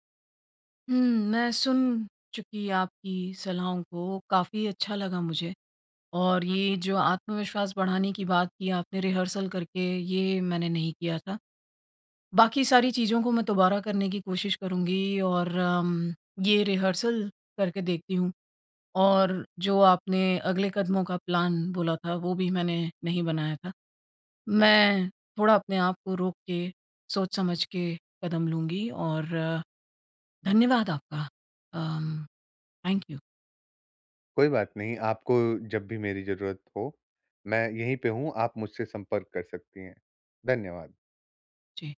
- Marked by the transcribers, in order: in English: "रिहर्सल"; in English: "रिहर्सल"; in English: "प्लान"; in English: "थैंक यू"
- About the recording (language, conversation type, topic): Hindi, advice, बॉस से तनख्वाह या पदोन्नति पर बात कैसे करें?